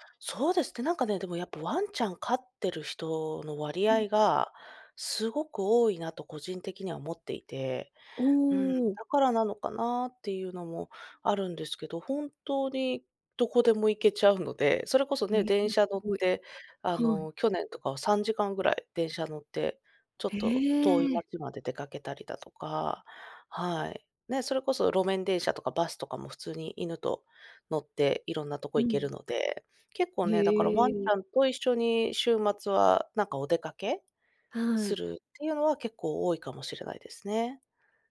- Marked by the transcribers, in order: other background noise
- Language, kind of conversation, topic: Japanese, podcast, 週末は家でどのように過ごしていますか？